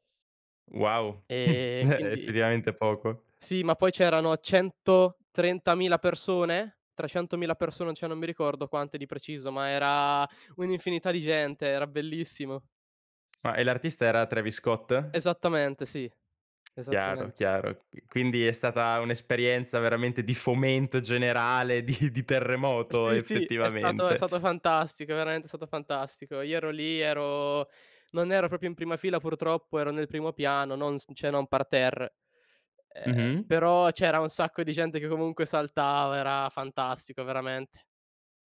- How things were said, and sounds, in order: chuckle; "cioè" said as "ceh"; stressed: "fomento"; laughing while speaking: "di di terremoto effettivamente"; "cioè" said as "ceh"
- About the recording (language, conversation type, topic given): Italian, podcast, Che playlist senti davvero tua, e perché?